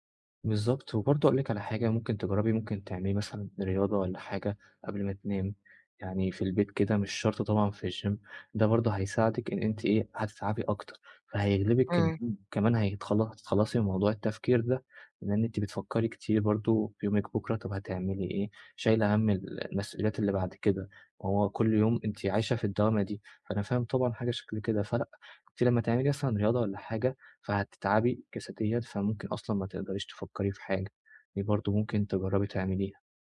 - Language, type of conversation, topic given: Arabic, advice, إزاي أنظم عاداتي قبل النوم عشان يبقى عندي روتين نوم ثابت؟
- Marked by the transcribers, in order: in English: "الgym"